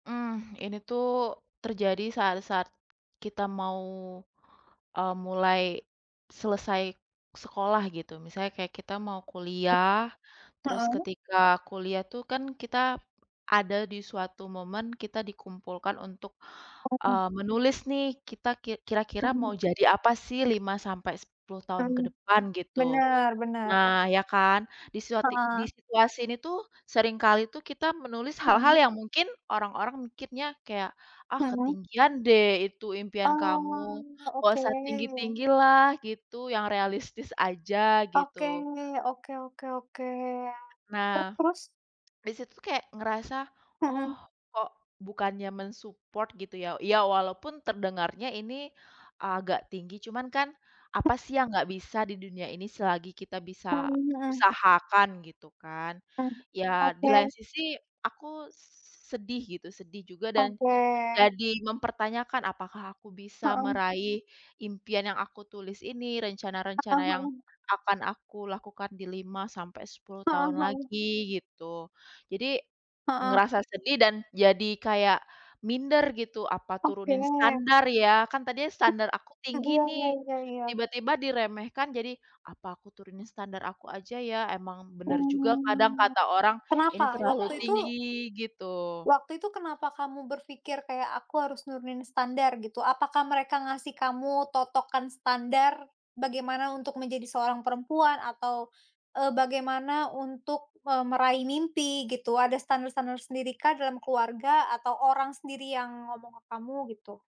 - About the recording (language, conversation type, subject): Indonesian, unstructured, Bagaimana perasaanmu saat ada orang yang meremehkan rencana masa depanmu?
- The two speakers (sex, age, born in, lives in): female, 20-24, Indonesia, Indonesia; female, 30-34, Indonesia, Indonesia
- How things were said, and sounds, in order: other background noise; unintelligible speech; unintelligible speech; in English: "men-support"; drawn out: "Mmm"; background speech